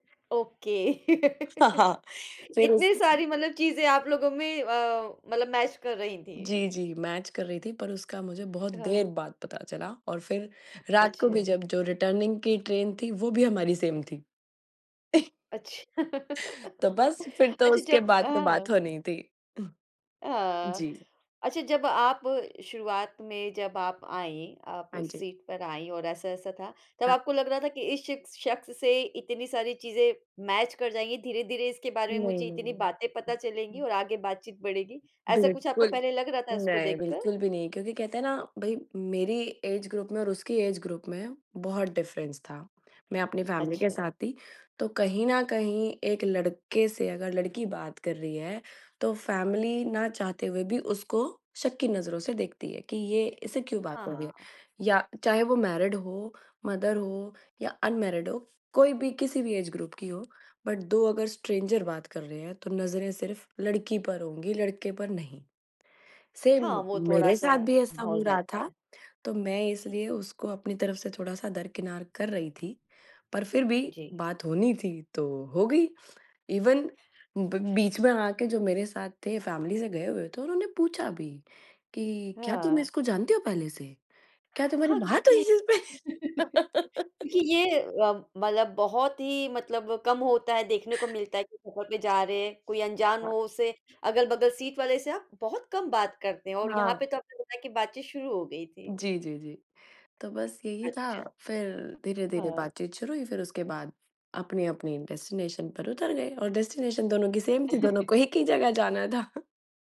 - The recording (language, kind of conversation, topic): Hindi, podcast, सफ़र के दौरान आपकी किसी अनजान से पहली बार दोस्ती कब हुई?
- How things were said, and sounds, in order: in English: "ओके"; chuckle; in English: "मैच"; in English: "मैच"; other background noise; in English: "रिटर्निंग"; in English: "सेम"; chuckle; laughing while speaking: "अच्छा"; chuckle; tapping; in English: "मैच"; in English: "ऐज ग्रुप"; in English: "ऐज ग्रुप"; in English: "डिफ़रेंस"; in English: "फ़ैमिली"; in English: "फ़ैमिली"; in English: "मैरिड"; in English: "मदर"; in English: "अनमैरिड"; in English: "ऐज ग्रुप"; in English: "बट"; in English: "स्ट्रेंजर"; in English: "सेम"; in English: "इवन"; in English: "फ़ैमिली"; laugh; laughing while speaking: "इसपे?"; chuckle; in English: "डेस्टिनेशन"; in English: "डेस्टिनेशन"; in English: "सेम"; chuckle; laughing while speaking: "एक"